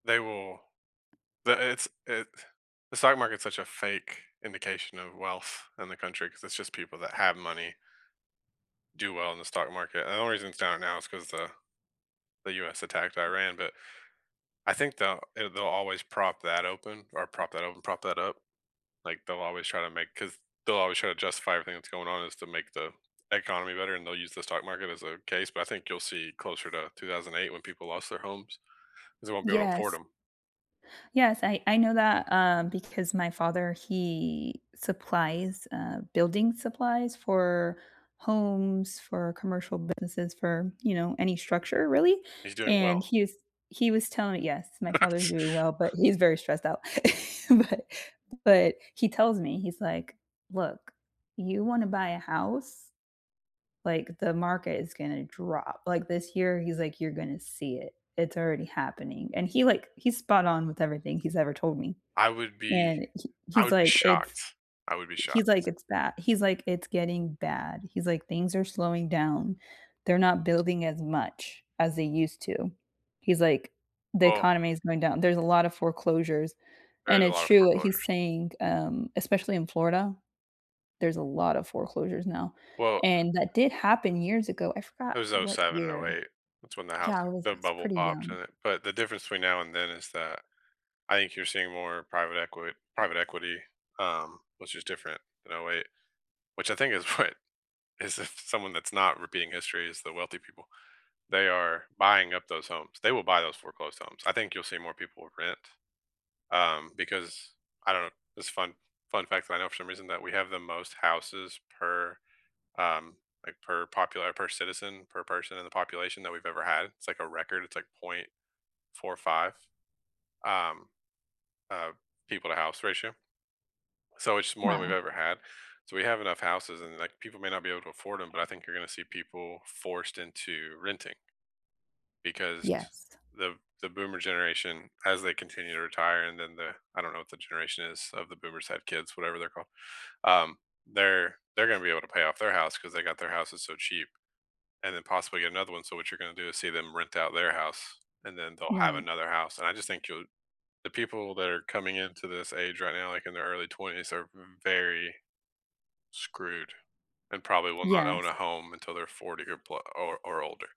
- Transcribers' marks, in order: other background noise; drawn out: "he"; laugh; laughing while speaking: "It's"; laugh; laughing while speaking: "But"; laughing while speaking: "what is if"
- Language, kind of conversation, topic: English, unstructured, What lessons from history are we still ignoring?
- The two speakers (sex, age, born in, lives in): female, 35-39, United States, United States; male, 35-39, United States, United States